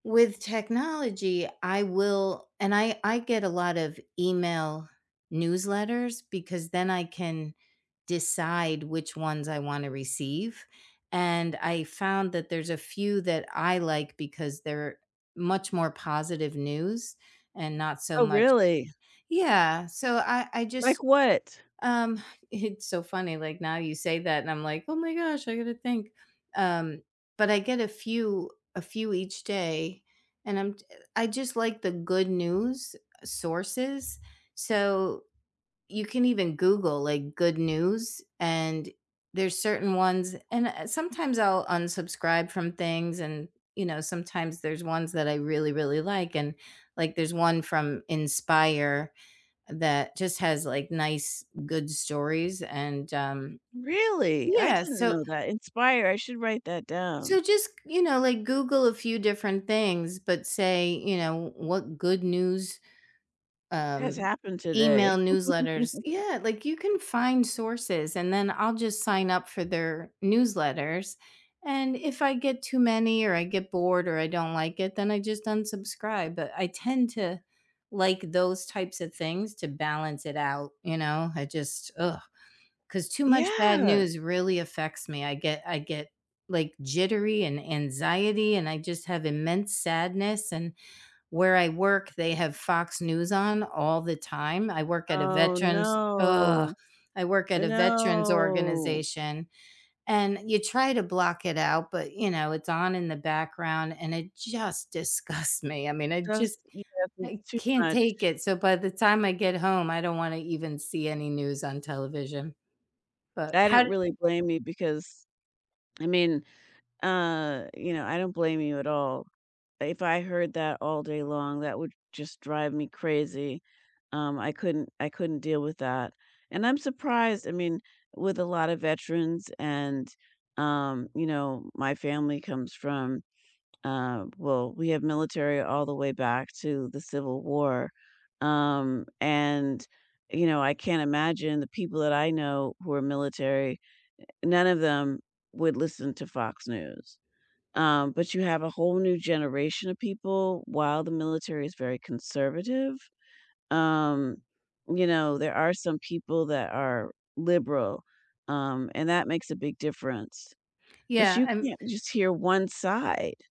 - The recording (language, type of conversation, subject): English, unstructured, How has the way you stay informed about the world changed over time?
- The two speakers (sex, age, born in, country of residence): female, 60-64, United States, United States; female, 65-69, United States, United States
- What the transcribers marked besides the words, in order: put-on voice: "Oh my gosh, I gotta think"; tapping; chuckle; groan; drawn out: "no. No"; unintelligible speech